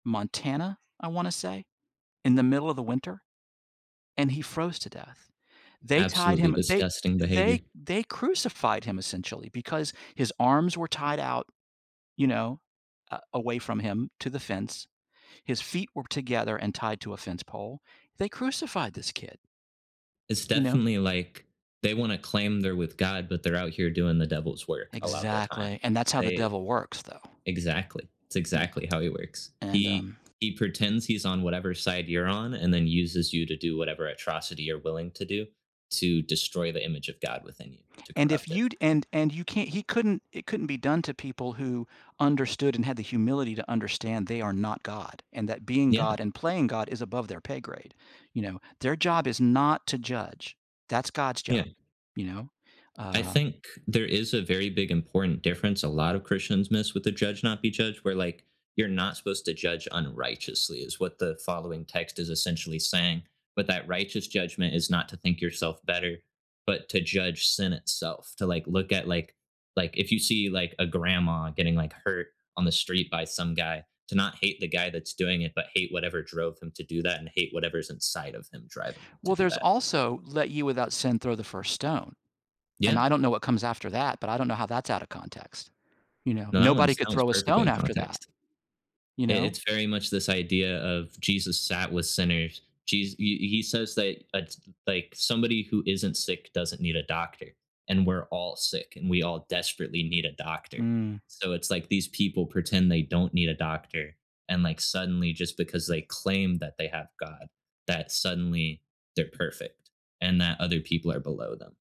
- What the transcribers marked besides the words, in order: other background noise
- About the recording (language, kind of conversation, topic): English, unstructured, How do you stay motivated when practicing a hobby?
- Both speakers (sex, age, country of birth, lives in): male, 18-19, United States, United States; male, 55-59, United States, United States